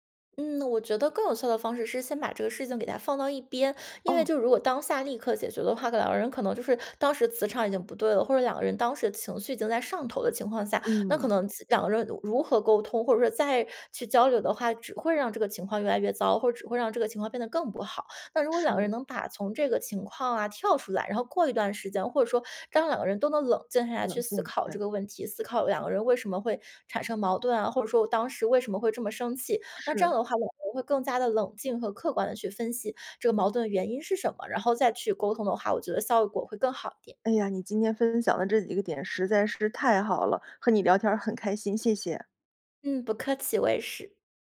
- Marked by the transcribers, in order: other background noise
- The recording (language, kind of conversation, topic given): Chinese, podcast, 你会怎么修复沟通中的误解？